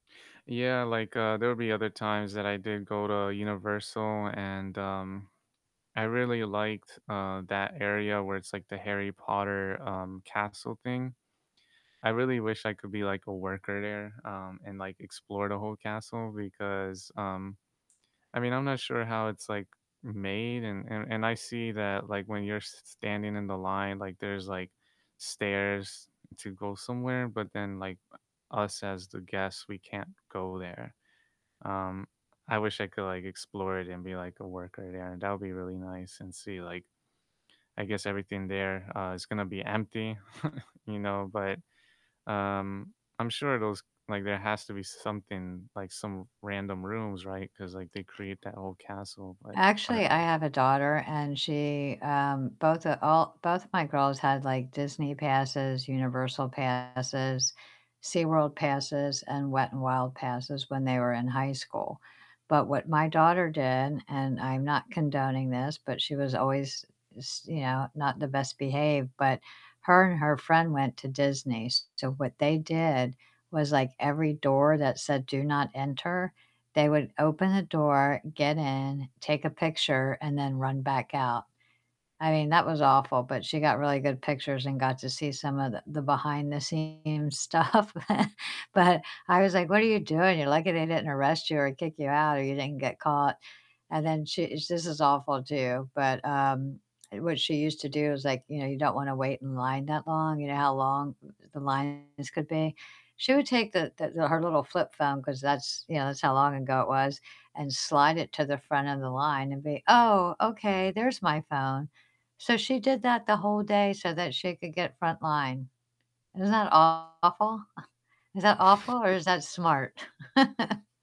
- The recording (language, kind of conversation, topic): English, unstructured, Which place would you revisit in a heartbeat, and why?
- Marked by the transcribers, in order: static; tapping; chuckle; distorted speech; laughing while speaking: "stuff, but"; chuckle; other background noise; scoff; chuckle